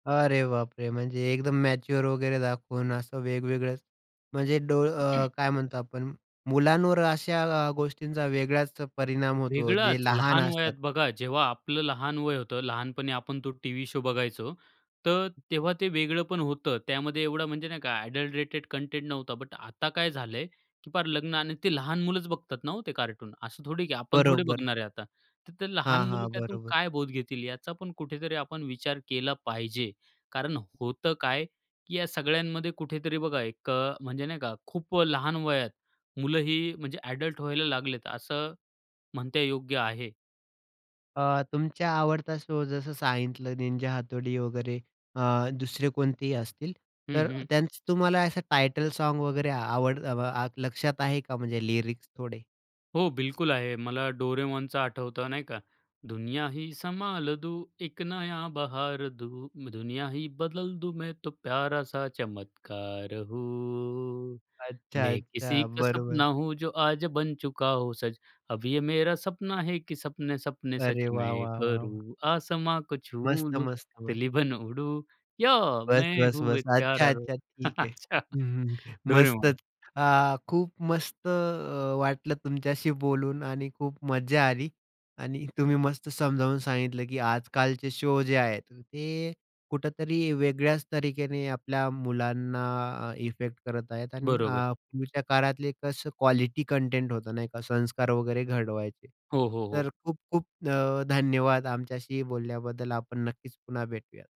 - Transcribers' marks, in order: throat clearing; in English: "शो"; other background noise; in English: "ॲडल्टरेटेड"; "म्हणणे" said as "म्हणते"; in English: "शो"; tapping; in English: "लिरिक्स"; singing: "दुनिया ही संभाल दूँ, एक … एक प्यारा डोरेमॉन"; chuckle; in English: "शो"
- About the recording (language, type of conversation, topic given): Marathi, podcast, लहानपणीचा आवडता दूरदर्शन कार्यक्रम कोणता होता आणि तो तुम्हाला का आवडायचा?